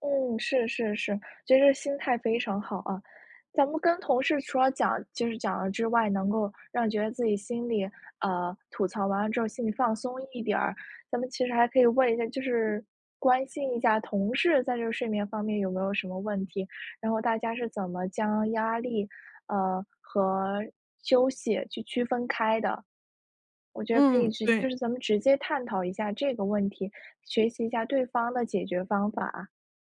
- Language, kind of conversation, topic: Chinese, advice, 为什么我睡醒后仍然感到疲惫、没有精神？
- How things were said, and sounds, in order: none